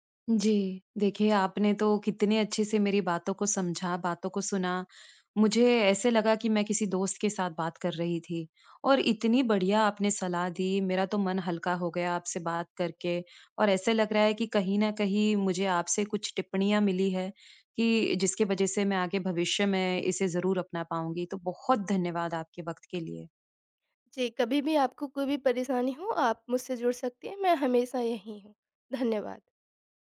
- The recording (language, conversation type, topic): Hindi, advice, मैं किसी लक्ष्य के लिए लंबे समय तक प्रेरित कैसे रहूँ?
- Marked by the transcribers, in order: none